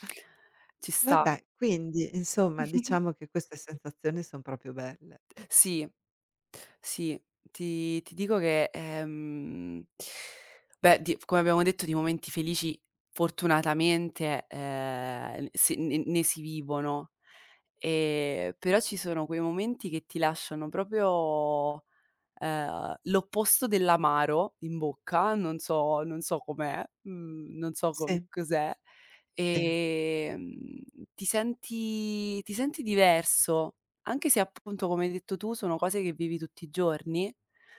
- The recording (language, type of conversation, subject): Italian, unstructured, Qual è un momento in cui ti sei sentito davvero felice?
- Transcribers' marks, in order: chuckle; "proprio" said as "propio"; "proprio" said as "propio"; drawn out: "ehm"; other background noise